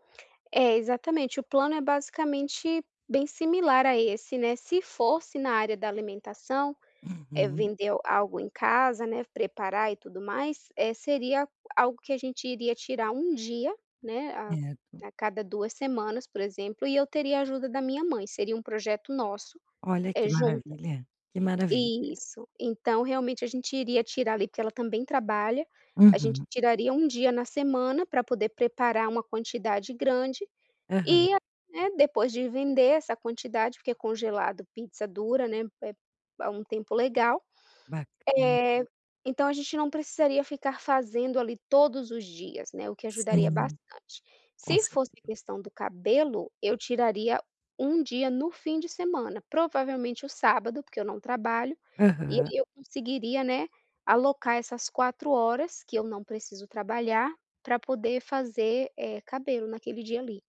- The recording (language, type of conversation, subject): Portuguese, advice, Como lidar com a incerteza ao mudar de rumo na vida?
- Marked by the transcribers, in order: tapping; other background noise